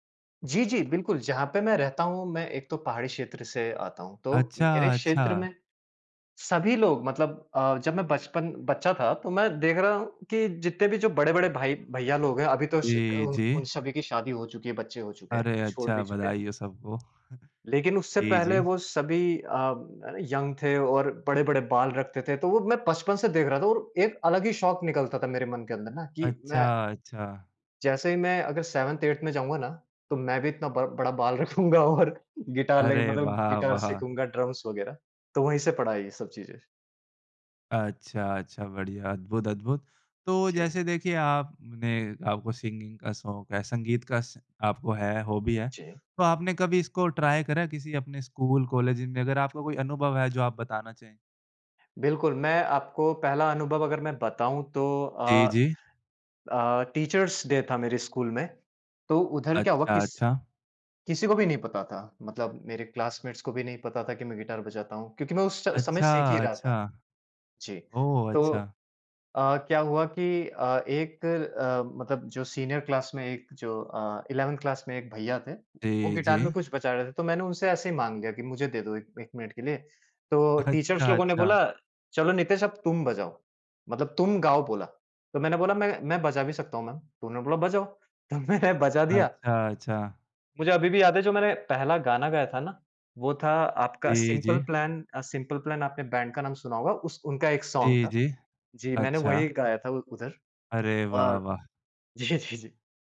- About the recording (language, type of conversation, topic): Hindi, podcast, आपने यह शौक शुरू कैसे किया था?
- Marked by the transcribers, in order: in English: "यंग"; in English: "सेवेंथ, एट्थ"; in English: "ड्रम्स"; in English: "सिंगिंग"; in English: "हॉबी"; in English: "ट्राई"; in English: "टीचर्स डे"; in English: "क्लासमेट्स"; in English: "सीनियर क्लास"; in English: "इलेवेंथ क्लास"; in English: "टीचर्स"; in English: "मैम"; in English: "सिंपल प्लान"; in English: "सिंपल प्लान"; in English: "बैंड"; in English: "सॉन्ग"